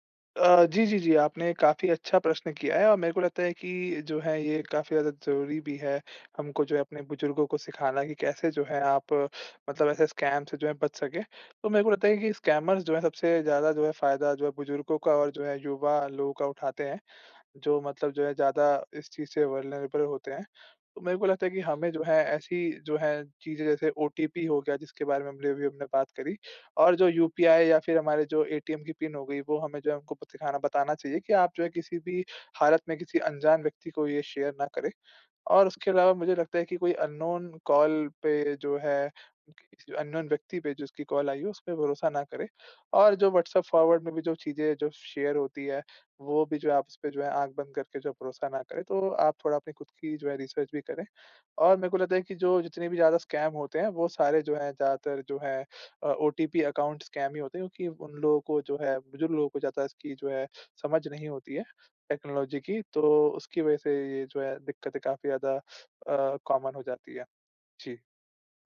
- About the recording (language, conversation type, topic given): Hindi, podcast, ऑनलाइन और सोशल मीडिया पर भरोसा कैसे परखा जाए?
- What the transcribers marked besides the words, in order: in English: "स्कैम"; in English: "स्कैमर्स"; in English: "वल्नरेबल"; in English: "ओटीपी"; in English: "यूपीआई"; in English: "एटीएम"; in English: "पिन"; in English: "शेयर"; in English: "अन्नोन कॉल"; unintelligible speech; in English: "अन्नोन"; in English: "फॉरवर्ड"; in English: "शेयर"; in English: "रिसर्च"; in English: "स्कैम"; in English: "ओटीपी अकाउंट स्कैम"; in English: "टेक्नोलॉजी"; in English: "कॉमन"